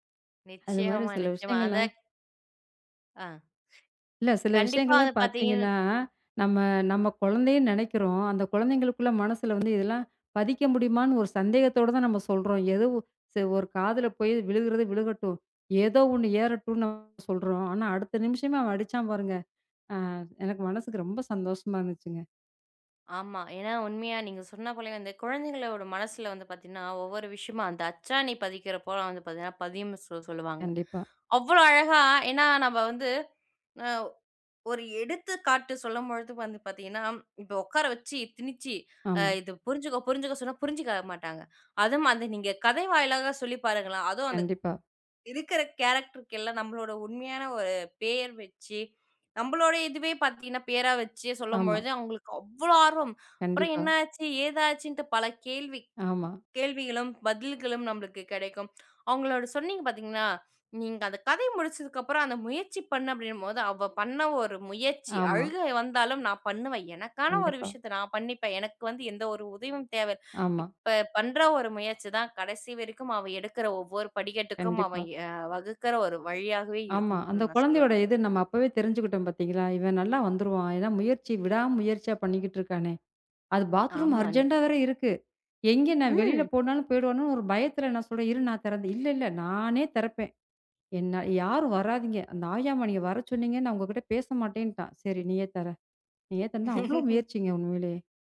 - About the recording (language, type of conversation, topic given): Tamil, podcast, கதையை நீங்கள் எப்படி தொடங்குவீர்கள்?
- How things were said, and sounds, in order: other noise; tapping; "பார்த்தீங்கன்னா" said as "பாத்தீங்கு"; unintelligible speech; "அதுமாரி" said as "அதுமாதி"; in English: "கேரக்டர்க்கெல்லாம்"; "ஆமா" said as "ஆமன்"; in English: "பாத்ரூம் அர்ஜண்டா"; chuckle